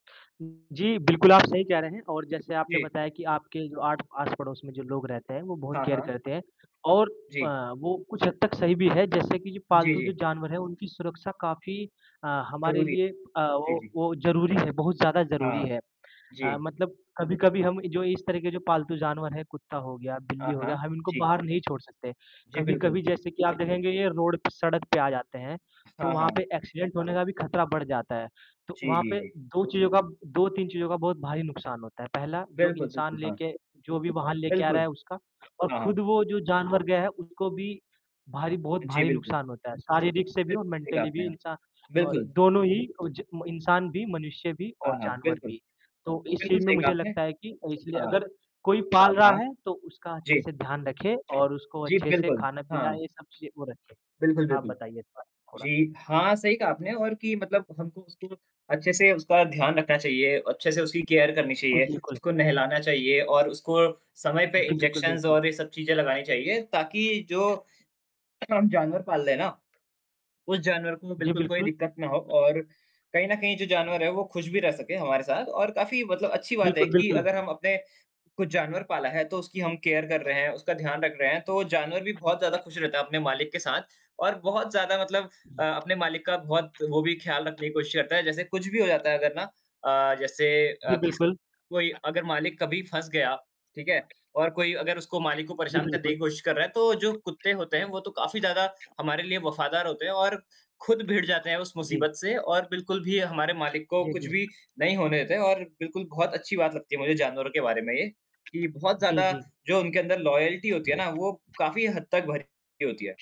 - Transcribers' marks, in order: static; distorted speech; in English: "केयर"; in English: "एक्सीडेंट"; in English: "मेंटली"; in English: "केयर"; in English: "इंजेक्शंस"; unintelligible speech; in English: "केयर"; in English: "लॉयल्टी"
- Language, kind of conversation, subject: Hindi, unstructured, क्या आपको लगता है कि जानवरों को पिंजरे में रखना ठीक है?
- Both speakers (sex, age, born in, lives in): male, 20-24, India, India; male, 20-24, India, India